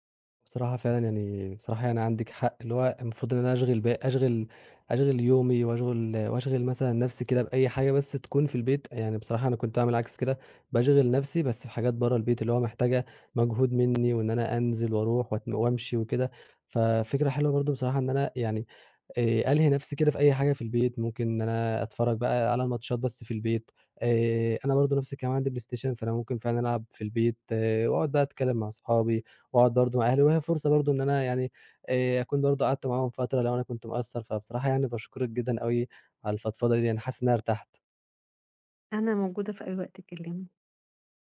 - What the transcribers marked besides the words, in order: tapping
- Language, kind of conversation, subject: Arabic, advice, إزاي أتعامل مع وجع أو إصابة حصلتلي وأنا بتمرن وأنا متردد أكمل؟